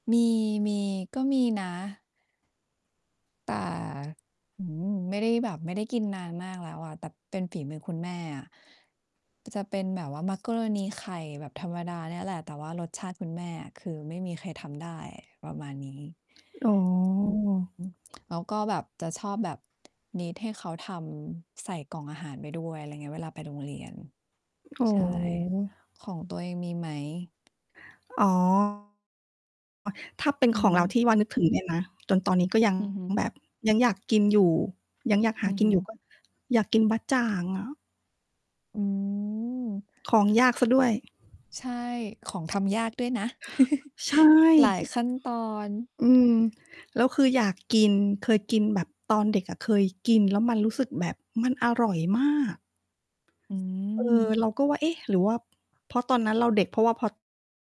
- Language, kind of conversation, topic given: Thai, unstructured, คุณรู้สึกอย่างไรกับอาหารที่เคยทำให้คุณมีความสุขแต่ตอนนี้หากินยาก?
- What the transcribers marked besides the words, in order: distorted speech; other background noise; tapping; in English: "need"; static; mechanical hum; chuckle